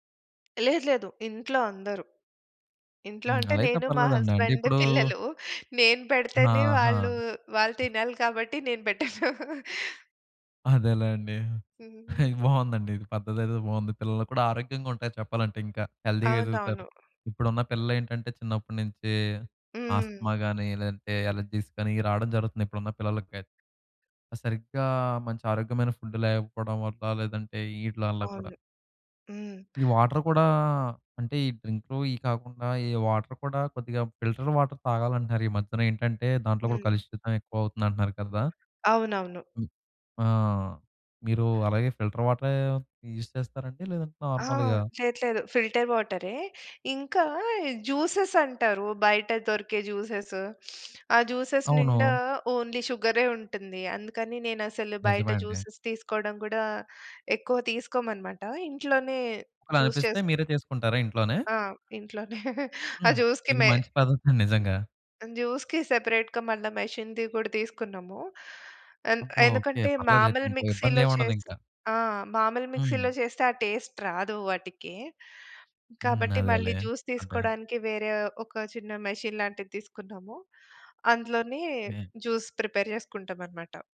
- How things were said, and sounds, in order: tapping; other noise; chuckle; in English: "అలెర్జీస్"; in English: "ఫిల్టర్ వాటర్"; other background noise; in English: "ఫిల్టర్"; in English: "యూజ్"; in English: "ఫిల్టర్"; in English: "జ్యూసెస్"; sniff; in English: "జ్యూసెస్"; in English: "ఓన్లీ"; in English: "జ్యూసెస్"; in English: "జ్యూస్"; chuckle; in English: "జ్యూస్‌కి మెయిన్ జ్యూస్‌కి సెపరేట్‌గా"; in English: "మెషిన్‌ది"; in English: "మిక్సీలో"; in English: "మిక్సీలో"; in English: "టేస్ట్"; in English: "జ్యూస్"; in English: "మెషీన్"; in English: "జ్యూస్ ప్రిపేర్"
- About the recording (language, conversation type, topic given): Telugu, podcast, ఆరోగ్యంగా ఉండే దారిని ప్రారంభించడానికి మొదట తీసుకోవాల్సిన సులభమైన అడుగు ఏమిటి?
- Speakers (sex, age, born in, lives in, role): female, 40-44, India, India, guest; male, 20-24, India, India, host